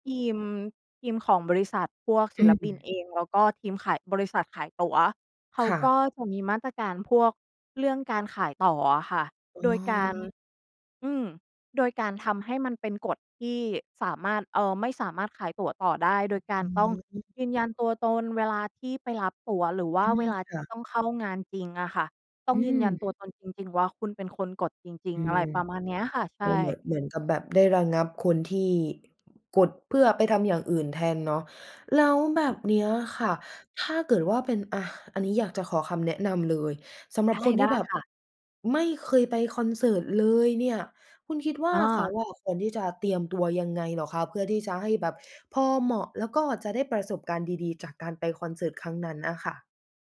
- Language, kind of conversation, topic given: Thai, podcast, ทำไมคนถึงชอบไปดูคอนเสิร์ตบอยแบนด์และเกิร์ลกรุ๊ป?
- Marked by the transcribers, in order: tapping; other background noise